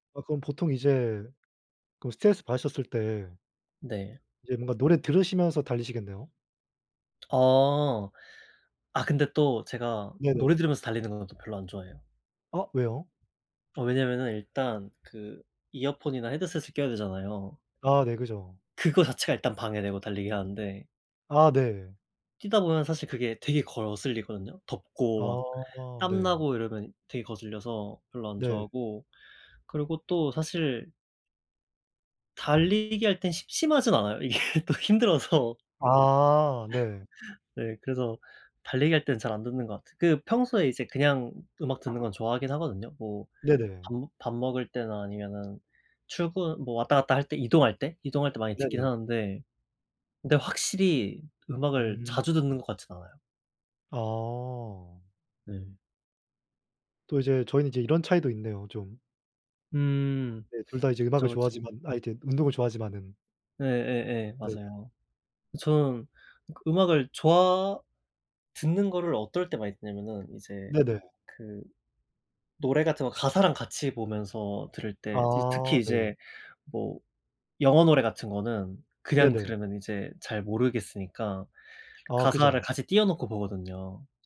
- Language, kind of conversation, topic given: Korean, unstructured, 스트레스를 받을 때 보통 어떻게 푸세요?
- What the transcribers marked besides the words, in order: tapping; laughing while speaking: "이게 또 힘들어서"